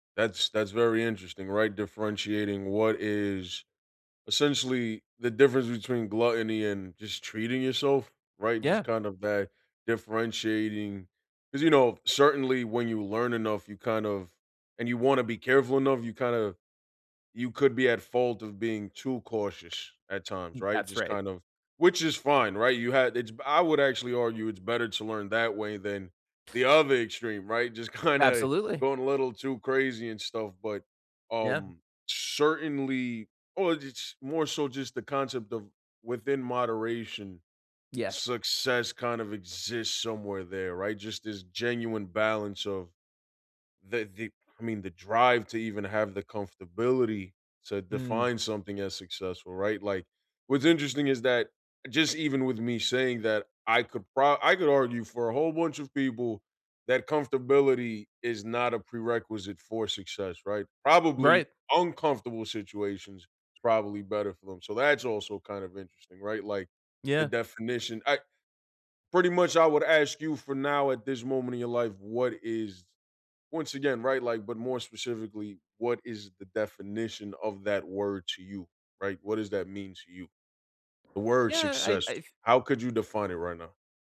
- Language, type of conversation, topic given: English, unstructured, How should I think about success in the future?
- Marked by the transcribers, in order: laughing while speaking: "kinda"